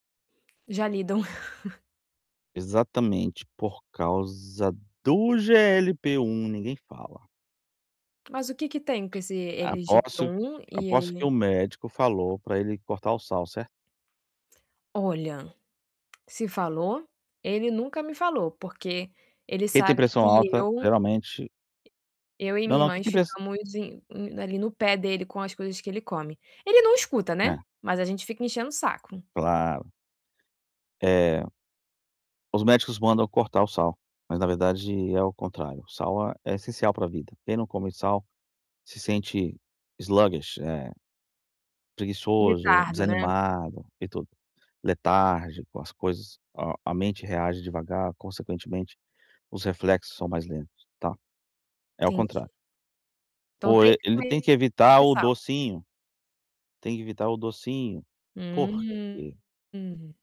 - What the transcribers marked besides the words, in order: tapping; chuckle; other background noise; "GLP" said as "LGP"; static; distorted speech; in English: "sluggish"; drawn out: "Hum!"
- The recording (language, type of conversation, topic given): Portuguese, advice, Como posso lidar com a vontade de comer alimentos processados?